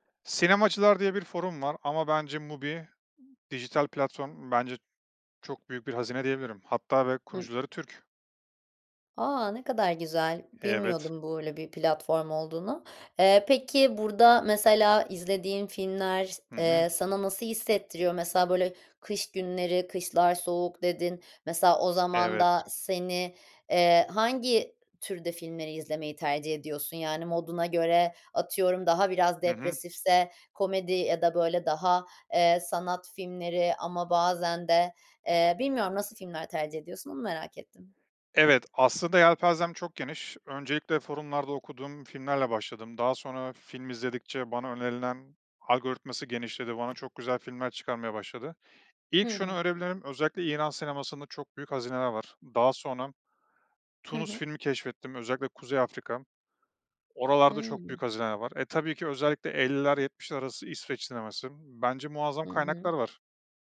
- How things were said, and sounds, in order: tapping; "böyle" said as "buyle"; other background noise
- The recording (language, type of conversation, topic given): Turkish, podcast, Hobini günlük rutinine nasıl sığdırıyorsun?